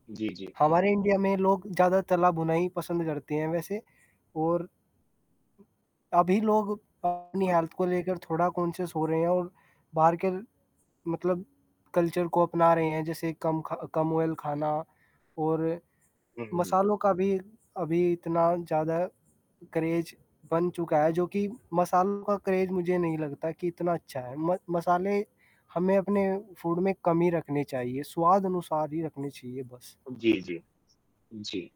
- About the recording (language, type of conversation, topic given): Hindi, unstructured, खाने में मसालों की क्या भूमिका होती है?
- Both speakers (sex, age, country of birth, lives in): male, 20-24, India, India; male, 25-29, India, India
- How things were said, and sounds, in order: distorted speech; static; in English: "हेल्थ"; in English: "कॉन्शियस"; in English: "कल्चर"; in English: "ऑयल"; in English: "क्रेज़"; in English: "क्रेज़"; in English: "फूड"